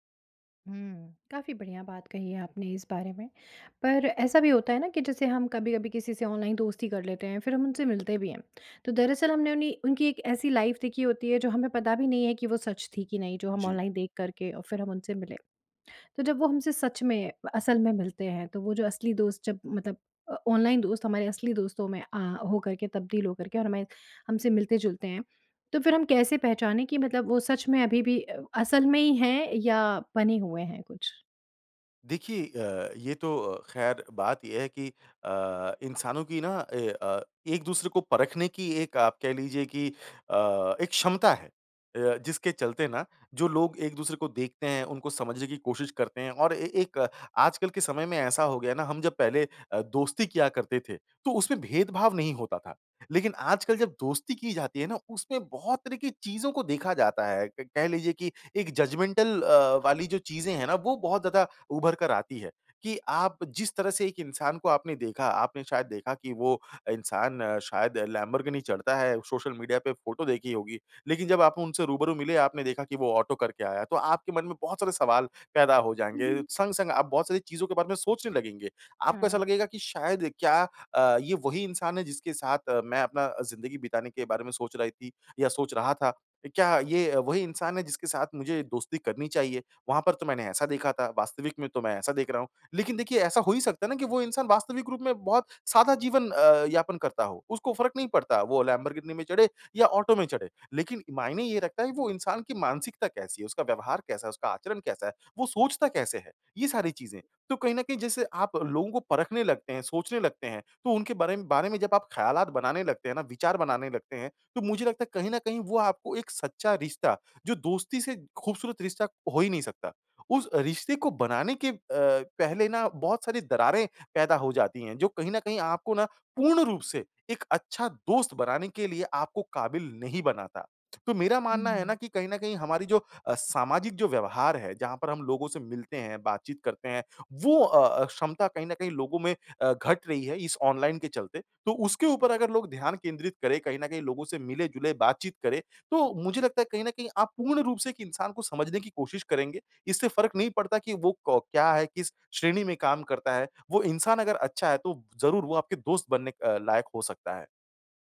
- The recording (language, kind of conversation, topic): Hindi, podcast, ऑनलाइन दोस्ती और असली दोस्ती में क्या फर्क लगता है?
- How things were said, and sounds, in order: tapping; in English: "लाइफ़"; other background noise; in English: "जजमेंटल"; chuckle